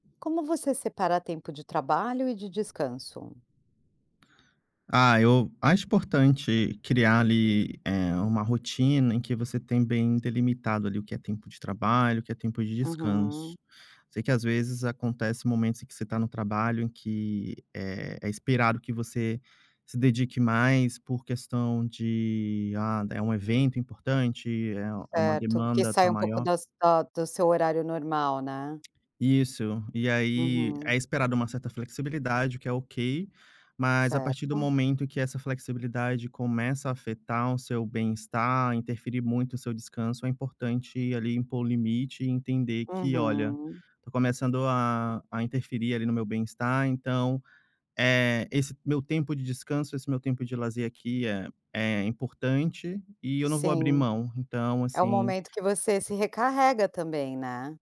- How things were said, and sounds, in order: other background noise; tapping
- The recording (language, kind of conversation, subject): Portuguese, podcast, Como você separa o tempo de trabalho do tempo de descanso?